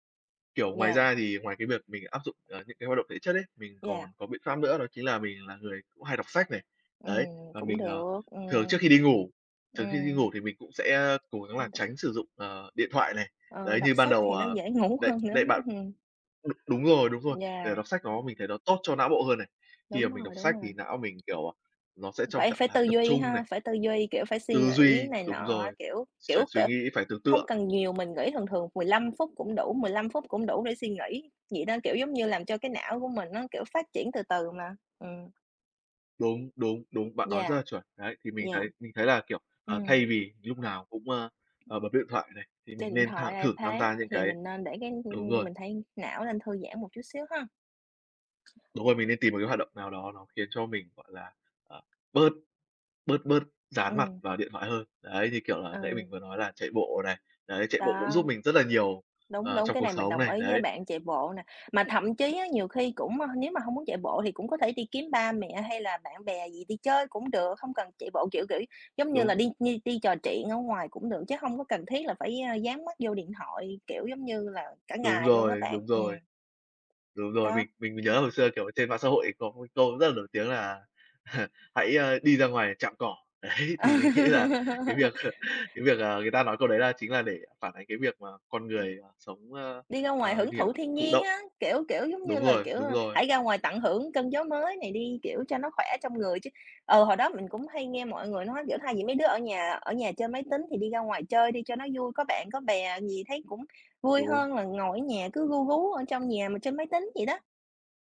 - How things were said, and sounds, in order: other background noise; laughing while speaking: "ngủ"; tapping; chuckle; laughing while speaking: "Đấy, thì mình nghĩ là cái việc"; laugh
- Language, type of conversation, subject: Vietnamese, unstructured, Bạn nghĩ sao về việc dùng điện thoại quá nhiều mỗi ngày?